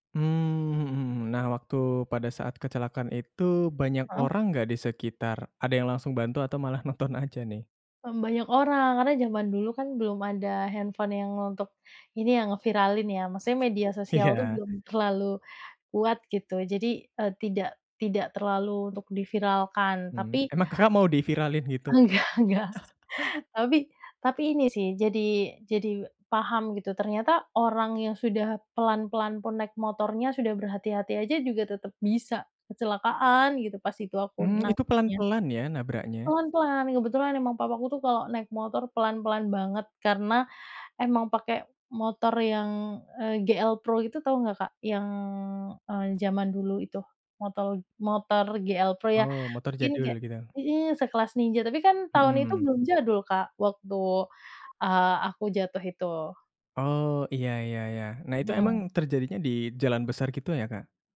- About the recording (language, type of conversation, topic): Indonesian, podcast, Pernahkah Anda mengalami kecelakaan ringan saat berkendara, dan bagaimana ceritanya?
- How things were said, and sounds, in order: laughing while speaking: "nonton"; tapping; laughing while speaking: "enggak enggak"; chuckle